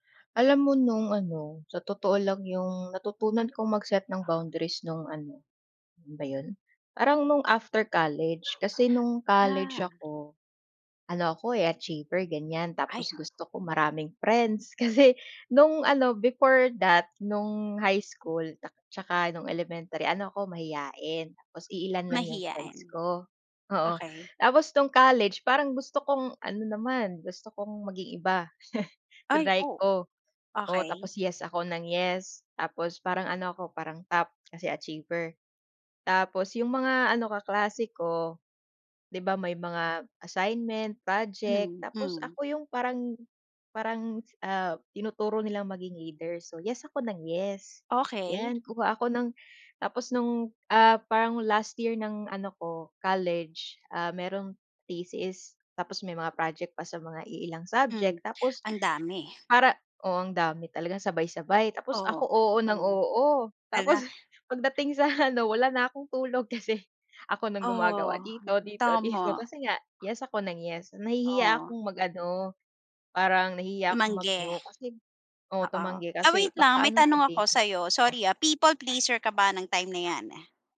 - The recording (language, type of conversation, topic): Filipino, podcast, Paano mo natutunan magtakda ng hangganan nang hindi nakakasakit ng iba?
- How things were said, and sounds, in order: dog barking; laughing while speaking: "kasi"; in English: "before that"; chuckle; laughing while speaking: "Tapos pagdating sa ano, wala … dito dito dito"; tapping; in English: "People pleaser"